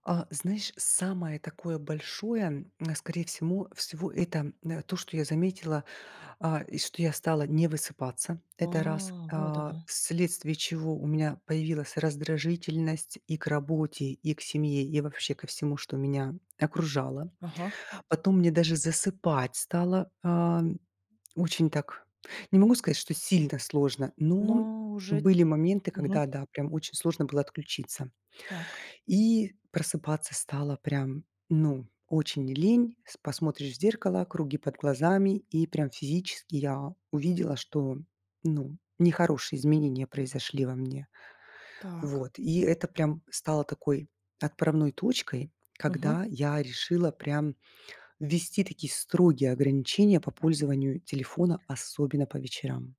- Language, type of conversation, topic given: Russian, podcast, Что помогает отключиться от телефона вечером?
- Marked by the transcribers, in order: tapping; other background noise